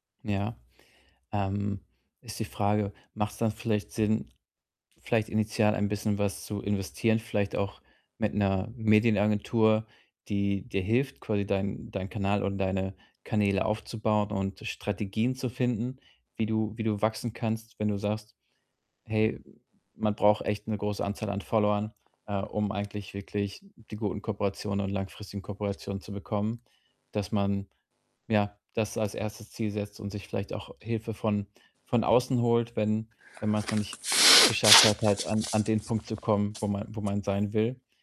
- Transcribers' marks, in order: other background noise; distorted speech
- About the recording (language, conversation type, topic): German, advice, Wie sieht deine berufliche Routine aus, wenn dir ein erfüllendes Ziel fehlt?